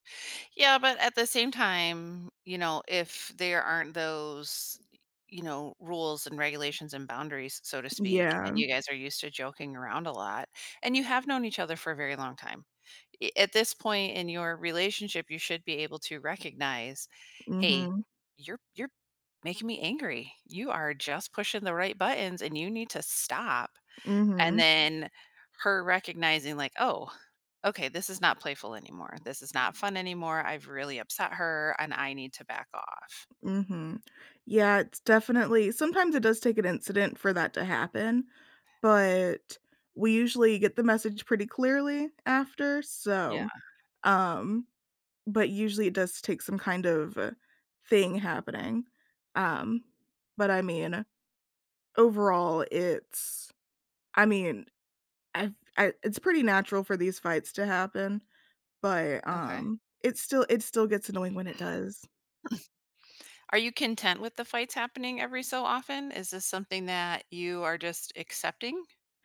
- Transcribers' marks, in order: drawn out: "time"; other background noise; tapping; chuckle; throat clearing
- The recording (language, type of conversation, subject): English, advice, How should I handle a disagreement with a close friend?
- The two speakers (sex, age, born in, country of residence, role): female, 25-29, United States, United States, user; female, 45-49, United States, United States, advisor